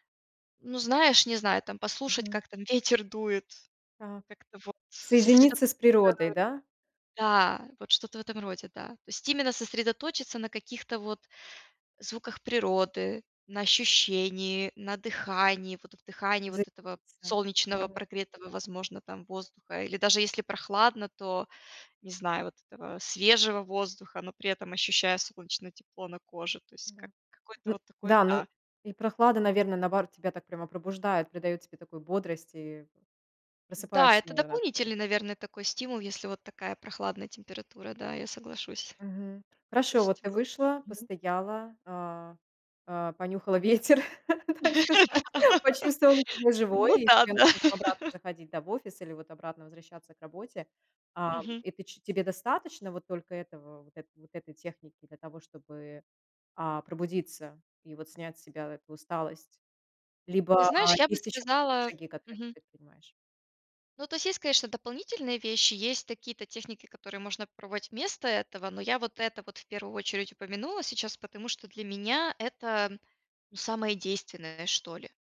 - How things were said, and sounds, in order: other background noise; tapping; laughing while speaking: "ветер, так сказать"; chuckle; laughing while speaking: "Да. Ну да-да!"; chuckle
- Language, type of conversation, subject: Russian, podcast, Как вы справляетесь с усталостью в середине дня?
- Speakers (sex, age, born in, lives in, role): female, 35-39, Ukraine, United States, guest; female, 40-44, Russia, United States, host